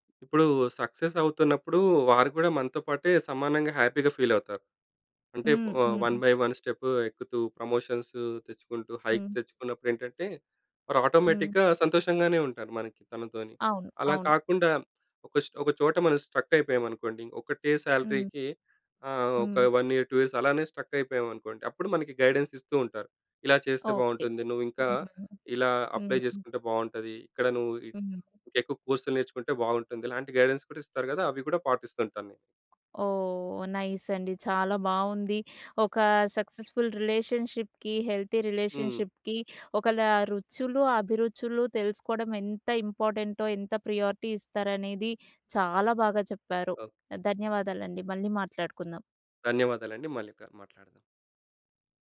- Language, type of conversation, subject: Telugu, podcast, ఎవరైనా వ్యక్తి అభిరుచిని తెలుసుకోవాలంటే మీరు ఏ రకమైన ప్రశ్నలు అడుగుతారు?
- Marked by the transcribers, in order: in English: "హ్యాపీగా"; in English: "వన్ బై వన్"; in English: "ప్రమోషన్స్"; in English: "హైక్"; in English: "ఆటోమేటిక్‌గా"; in English: "శాలరీకి"; in English: "వన్ ఇయర్, టు ఇయర్స్"; in English: "అప్లై"; other noise; in English: "గైడెన్స్"; tapping; in English: "సక్సెస్‌ఫుల్ రిలేషన్‌షిప్‌కి, హెల్తీ రిలేషన్‌షిప్‌కి"; in English: "ప్రియారిటీ"